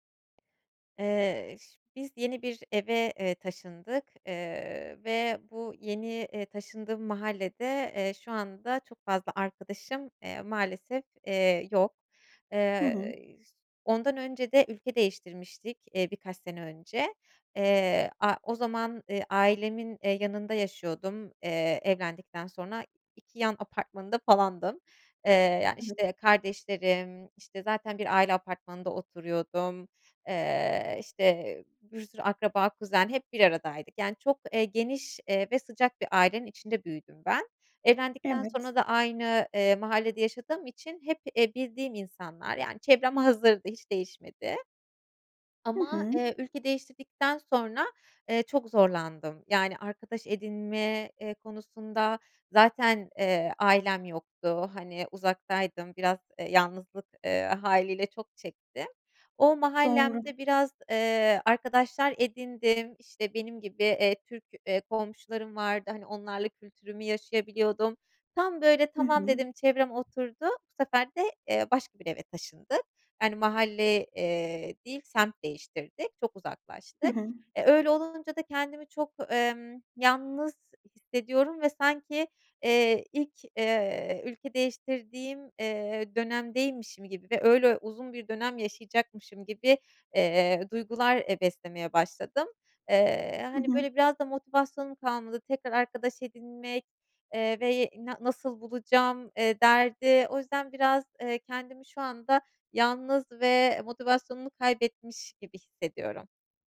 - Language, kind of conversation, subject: Turkish, advice, Taşındıktan sonra yalnızlıkla başa çıkıp yeni arkadaşları nasıl bulabilirim?
- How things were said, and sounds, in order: other background noise